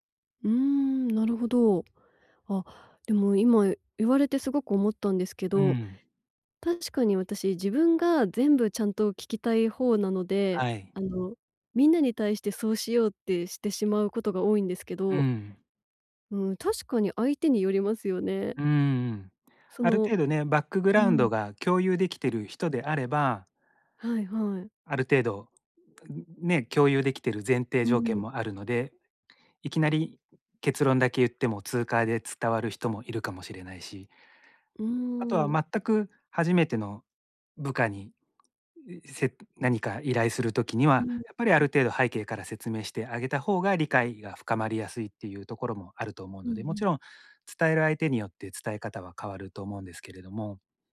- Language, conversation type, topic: Japanese, advice, 短時間で会議や発表の要点を明確に伝えるには、どうすればよいですか？
- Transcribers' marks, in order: tapping; other background noise